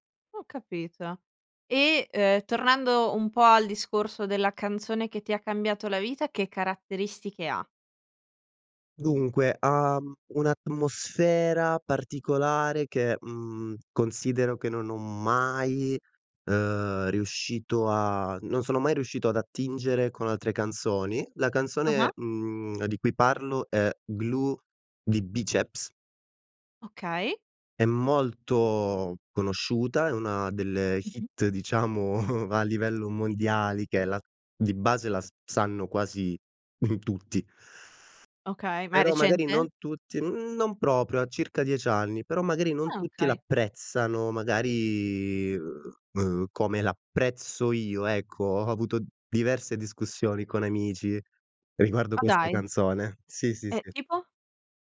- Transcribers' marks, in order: chuckle; scoff; laughing while speaking: "riguardo"
- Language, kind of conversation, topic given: Italian, podcast, Qual è la canzone che ti ha cambiato la vita?